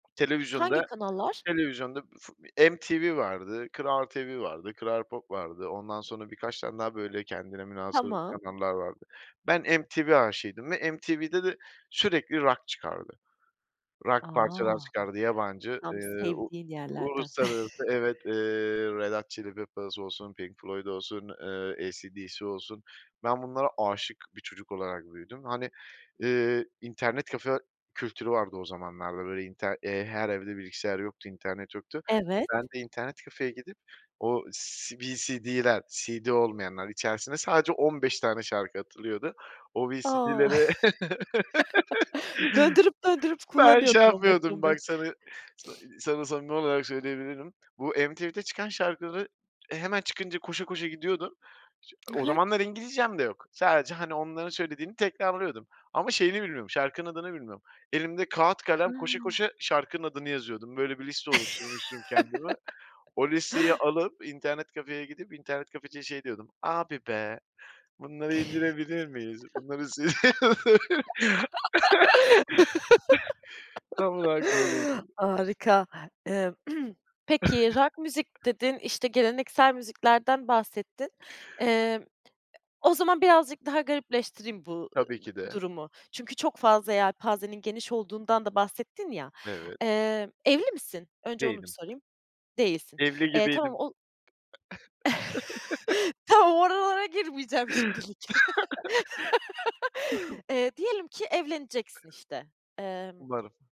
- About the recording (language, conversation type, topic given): Turkish, podcast, Ailenin müzik zevki seni nasıl şekillendirdi?
- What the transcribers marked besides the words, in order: other background noise; stressed: "sevdiğin"; chuckle; stressed: "aşık"; chuckle; laughing while speaking: "Döndürüp döndürüp kullanıyordun on beş on beş"; laugh; laughing while speaking: "ben şey yapmıyordum"; unintelligible speech; "kağıt" said as "kağat"; laugh; laugh; put-on voice: "Abi be, bunları indirebilir miyiz? Bunları"; unintelligible speech; chuckle; tapping; chuckle; chuckle; laughing while speaking: "Tamam oralara girmeyeceğim şimdilik"; chuckle; laugh; chuckle